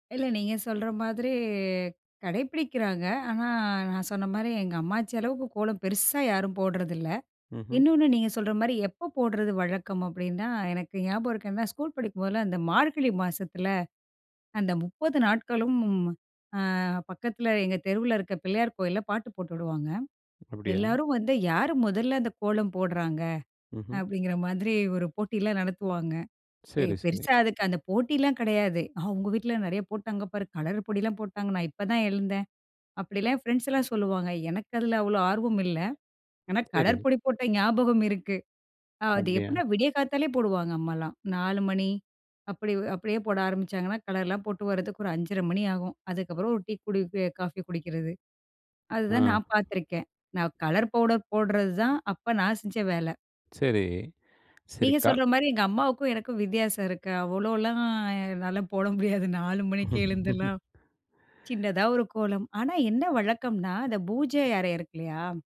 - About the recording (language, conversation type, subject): Tamil, podcast, கோலம் வரையுவது உங்கள் வீட்டில் எப்படி வழக்கமாக இருக்கிறது?
- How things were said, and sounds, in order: drawn out: "மாதிரி"; drawn out: "அவ்வளோலாம்"; laughing while speaking: "என்னால போட முடியாது. நாலு மணிக்கே எழுந்தலாம்"; laugh